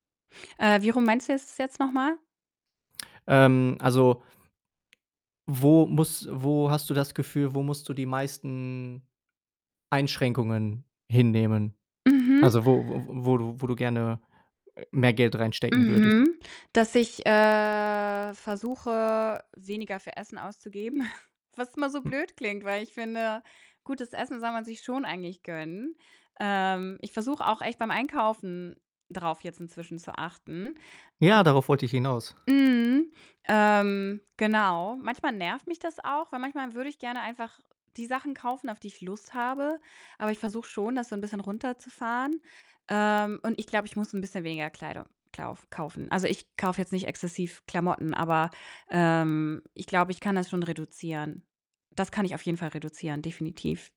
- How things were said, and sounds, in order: distorted speech; tapping; drawn out: "äh"; chuckle; unintelligible speech; other background noise
- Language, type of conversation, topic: German, advice, Wie gehst du mit Schuldgefühlen um, wenn du trotz Sparzielen Geld für dich selbst ausgibst?